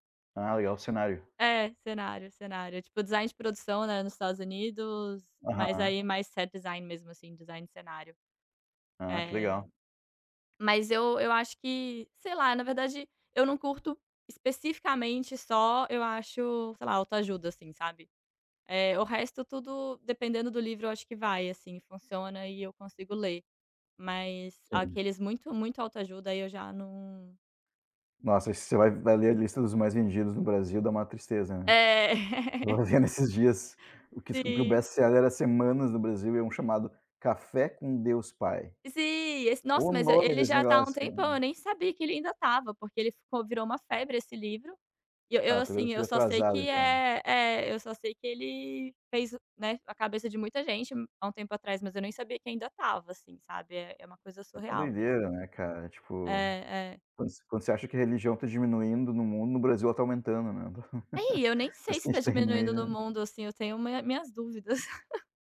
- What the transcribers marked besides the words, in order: tapping; laugh; laugh; chuckle
- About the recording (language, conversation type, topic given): Portuguese, unstructured, Como você decide entre assistir a um filme ou ler um livro?